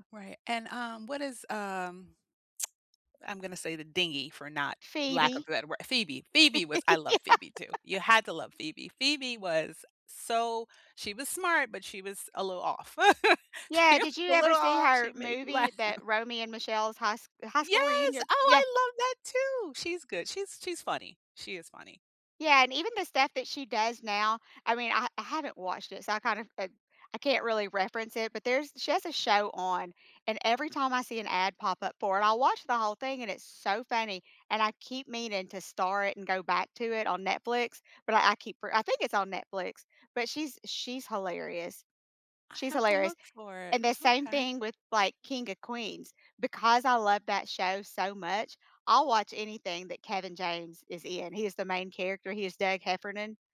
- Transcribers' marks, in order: tapping; giggle; laughing while speaking: "Yeah"; laugh; laughing while speaking: "laugh"
- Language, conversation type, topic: English, unstructured, Which guilty-pleasure show, movie, book, or song do you proudly defend—and why?
- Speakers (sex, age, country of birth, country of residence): female, 50-54, United States, United States; female, 50-54, United States, United States